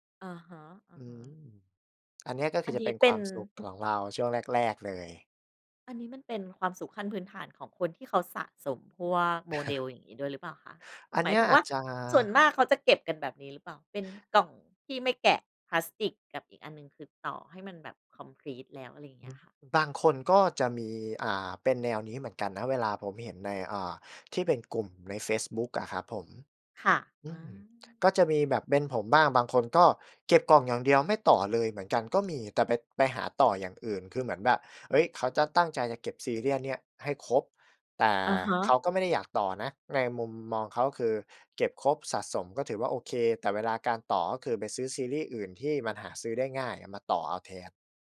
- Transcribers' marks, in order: chuckle; in English: "คอมพลีต"; in English: "serial"
- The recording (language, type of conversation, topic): Thai, podcast, อะไรคือความสุขเล็กๆ ที่คุณได้จากการเล่นหรือการสร้างสรรค์ผลงานของคุณ?